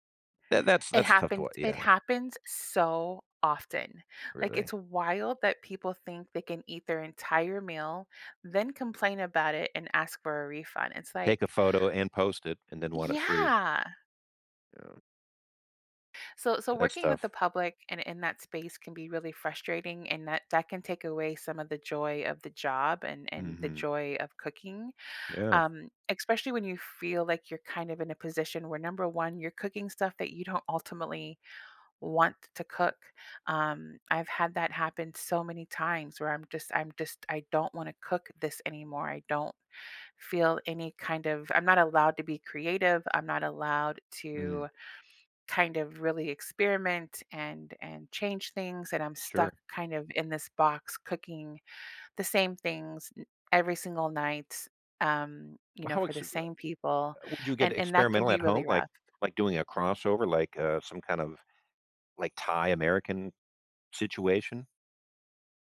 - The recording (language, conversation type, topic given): English, unstructured, How can one get creatively unstuck when every idea feels flat?
- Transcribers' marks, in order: stressed: "so often"; "especially" said as "expecially"